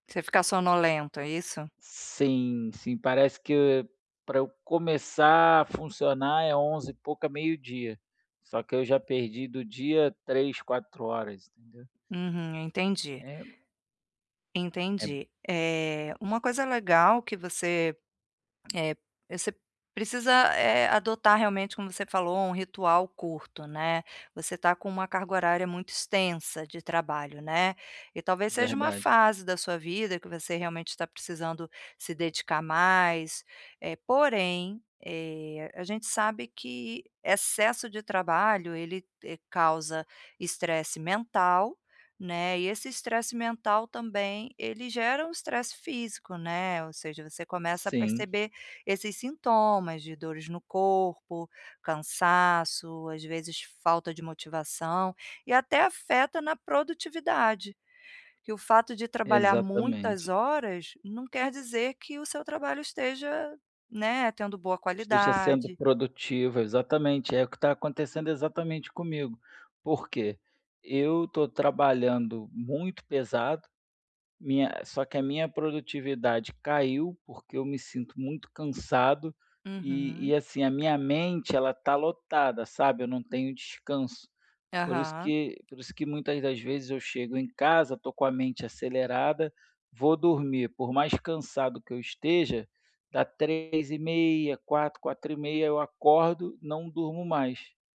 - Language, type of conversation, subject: Portuguese, advice, Como posso criar um ritual breve para reduzir o estresse físico diário?
- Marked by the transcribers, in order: tapping; other background noise